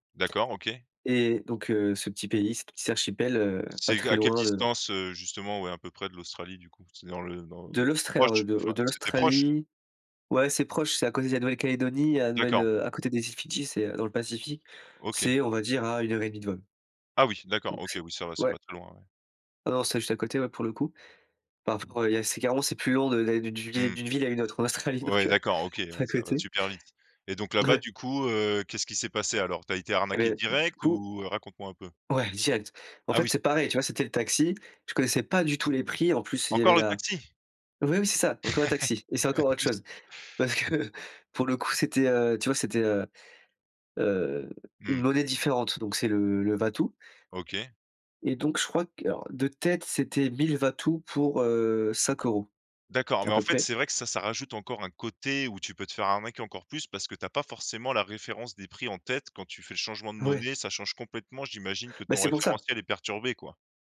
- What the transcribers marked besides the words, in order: chuckle; chuckle; laughing while speaking: "Ouais, un de plus"; chuckle; stressed: "côté"
- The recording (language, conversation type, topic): French, podcast, T’es-tu déjà fait arnaquer en voyage, et comment l’as-tu vécu ?
- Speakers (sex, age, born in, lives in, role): male, 20-24, France, France, guest; male, 30-34, France, France, host